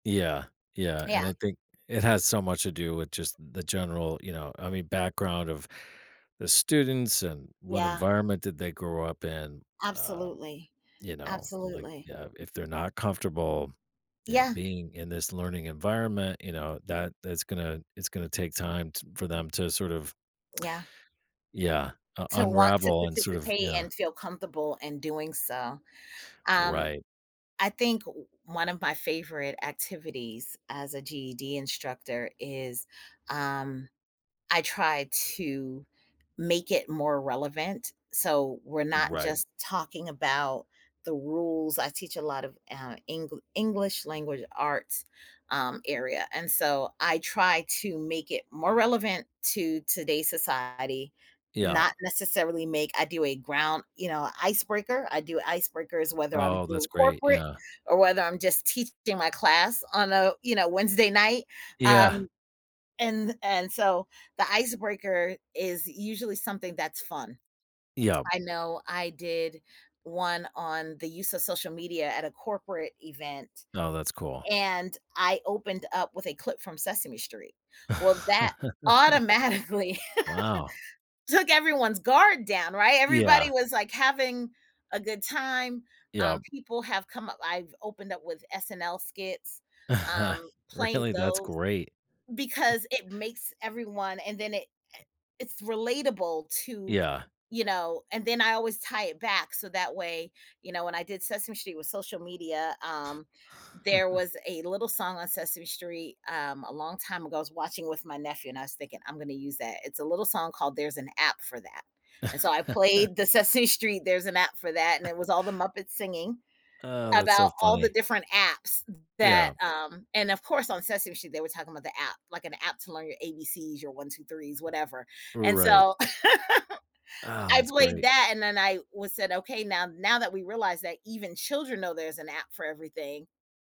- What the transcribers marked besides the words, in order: tsk; other background noise; tapping; laughing while speaking: "automatically"; chuckle; chuckle; chuckle; chuckle; chuckle; chuckle; chuckle; chuckle
- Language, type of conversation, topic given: English, podcast, How can encouraging questions in class help students become more curious and confident learners?